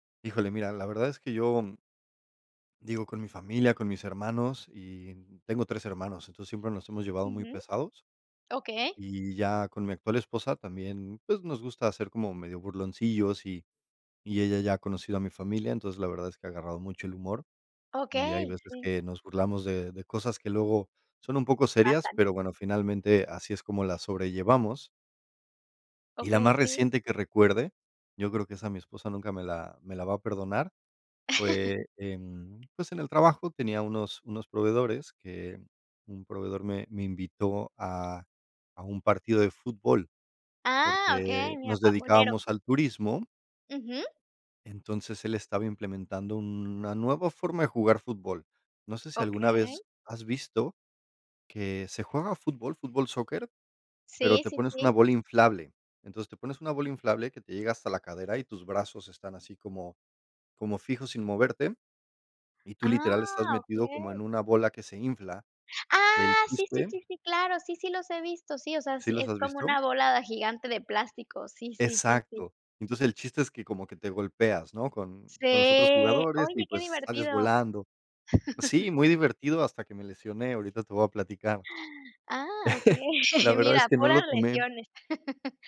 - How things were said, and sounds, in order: laugh; tapping; laugh; gasp; laughing while speaking: "okey"; chuckle; laugh
- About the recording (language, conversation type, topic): Spanish, unstructured, ¿Puedes contar alguna anécdota graciosa relacionada con el deporte?